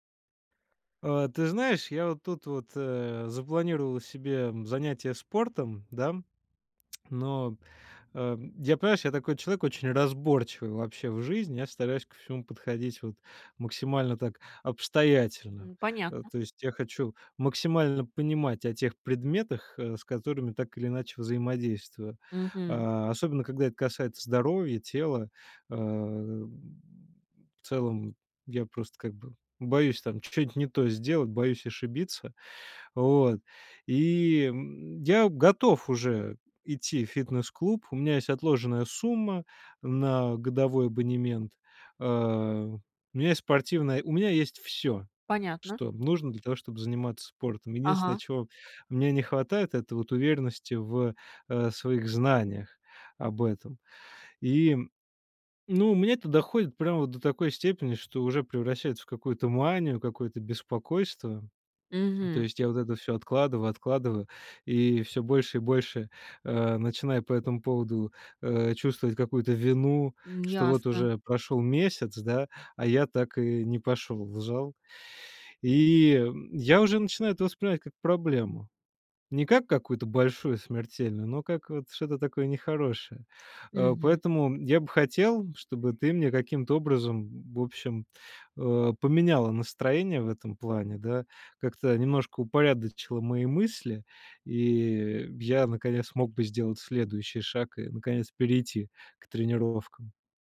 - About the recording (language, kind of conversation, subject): Russian, advice, Как перестать бояться начать тренироваться из-за перфекционизма?
- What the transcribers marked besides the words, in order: tapping